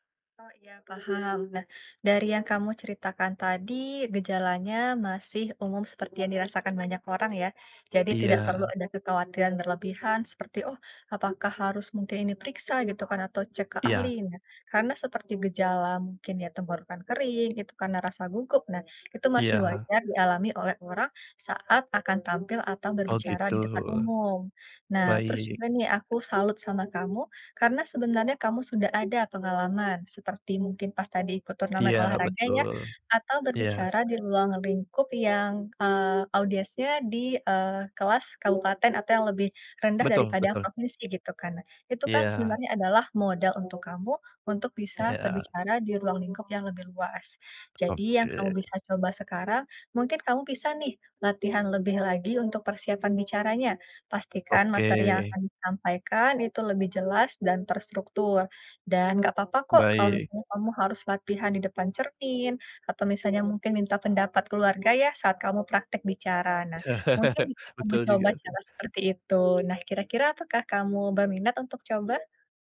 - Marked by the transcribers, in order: other background noise; tapping; laugh
- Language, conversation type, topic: Indonesian, advice, Bagaimana cara menenangkan diri saat cemas menjelang presentasi atau pertemuan penting?